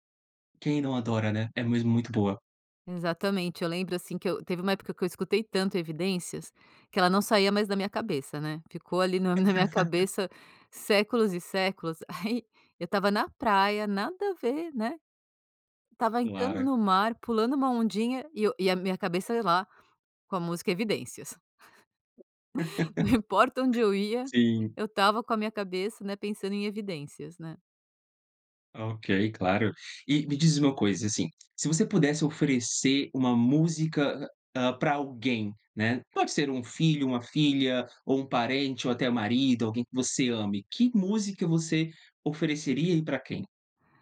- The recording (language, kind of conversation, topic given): Portuguese, podcast, Tem alguma música que te lembra o seu primeiro amor?
- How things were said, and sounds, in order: giggle; giggle